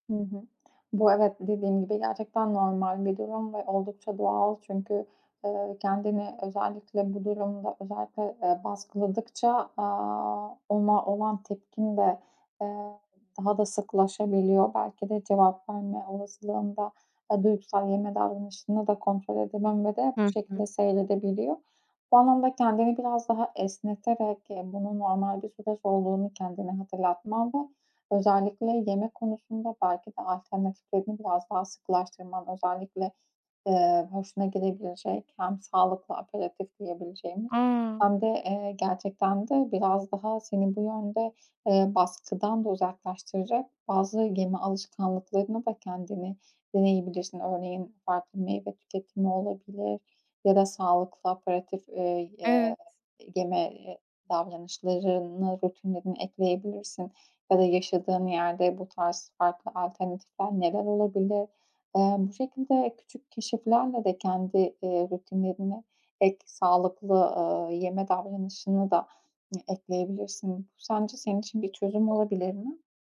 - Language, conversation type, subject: Turkish, advice, Stresliyken duygusal yeme davranışımı kontrol edemiyorum
- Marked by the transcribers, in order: other background noise; tapping